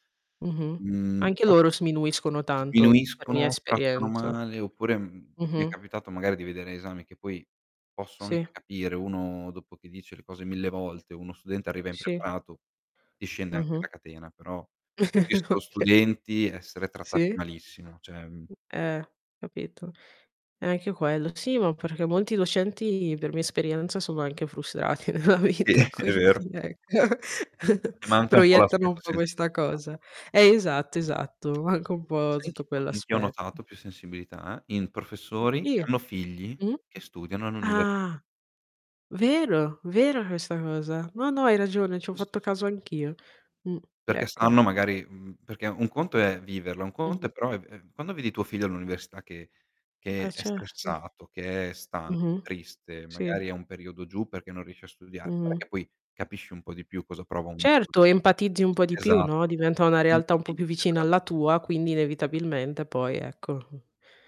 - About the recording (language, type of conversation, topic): Italian, unstructured, Come pensi che la scuola possa sostenere meglio gli studenti?
- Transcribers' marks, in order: static; distorted speech; other background noise; tapping; chuckle; "cioè" said as "ceh"; laughing while speaking: "Sì"; laughing while speaking: "nella vita quindi ecco"; chuckle; unintelligible speech; drawn out: "Ah"; unintelligible speech